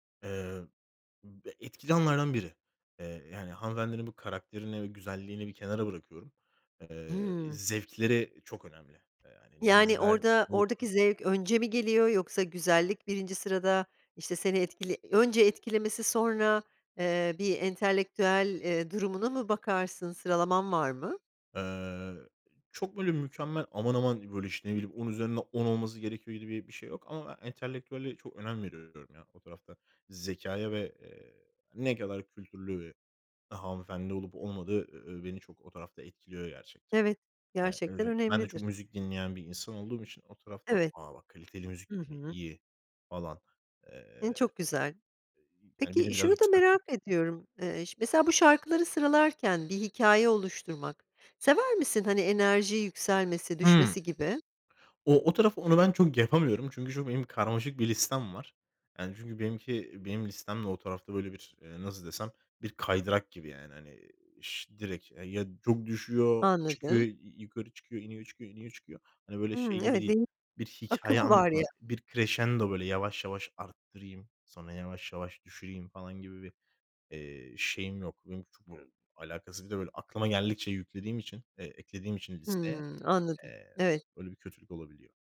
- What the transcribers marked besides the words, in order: unintelligible speech; unintelligible speech; other background noise; tapping; unintelligible speech
- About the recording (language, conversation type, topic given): Turkish, podcast, Birine müzik tanıtmak için çalma listesini nasıl hazırlarsın?